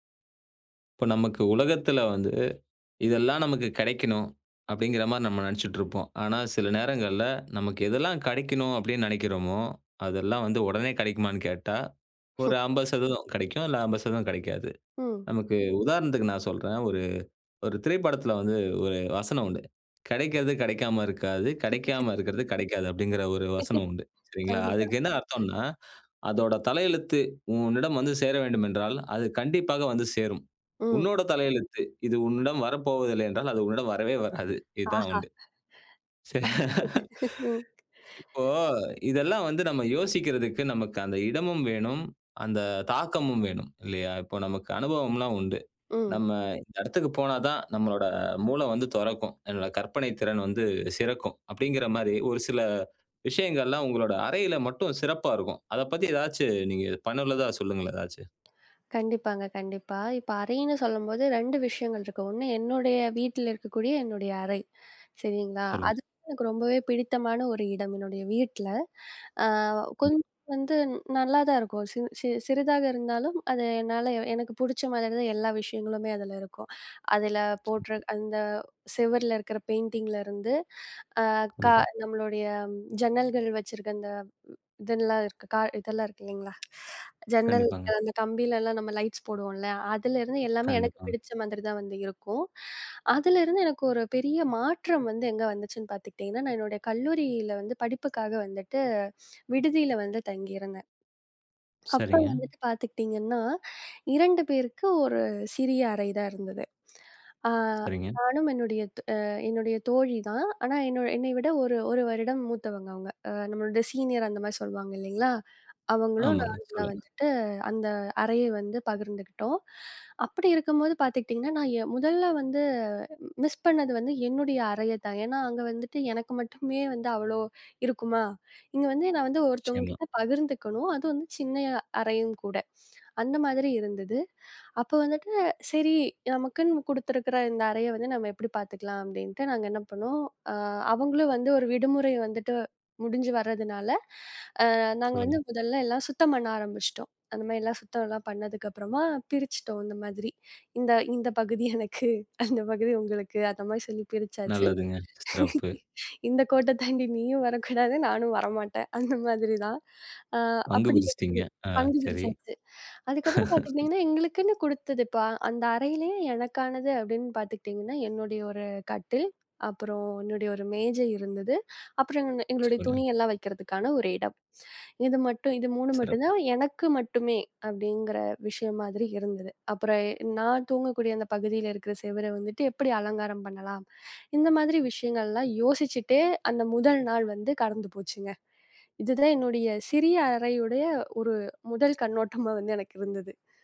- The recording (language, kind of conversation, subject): Tamil, podcast, சிறிய அறையை பயனுள்ளதாக எப்படிச் மாற்றுவீர்கள்?
- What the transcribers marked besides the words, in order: chuckle; put-on voice: "கெடைக்கிறது கெடைக்காம இருக்காது, கெடைக்காம இருக்கிறது கெடைக்காது"; laugh; chuckle; chuckle; other noise; in English: "பெயிண்டிங்ல"; in English: "லைட்ஸ்"; in English: "சீனியர்"; in English: "மிஸ்"; laughing while speaking: "இந்த இந்த பகுதி எனக்கு அந்த … அந்த மாதிரி தான்"; chuckle; chuckle